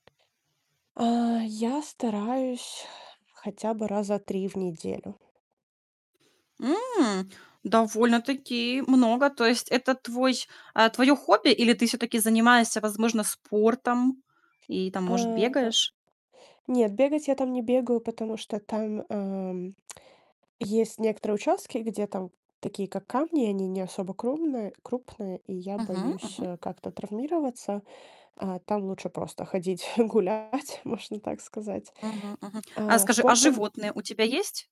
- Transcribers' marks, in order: tapping; static; other background noise; alarm; distorted speech; chuckle
- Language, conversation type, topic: Russian, podcast, Как встроить природу в повседневную рутину, чтобы постепенно накапливать больше спокойствия?